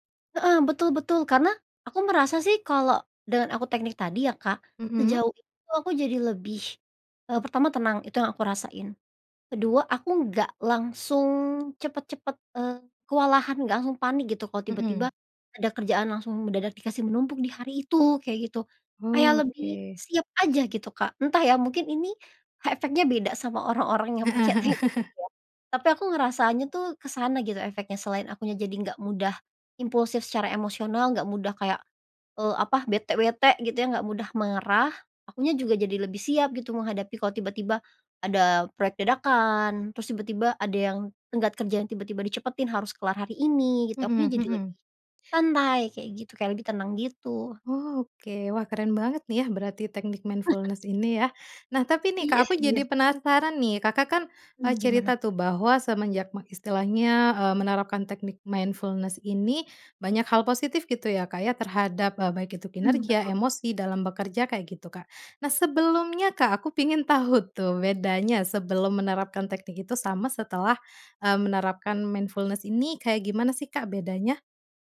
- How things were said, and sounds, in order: laughing while speaking: "yang pakai teknik itu ya"; laughing while speaking: "heeh"; chuckle; in English: "mindfulness"; chuckle; in English: "mindfulness"; laughing while speaking: "tahu tuh"; in English: "mindfulness"
- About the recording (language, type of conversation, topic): Indonesian, podcast, Bagaimana mindfulness dapat membantu saat bekerja atau belajar?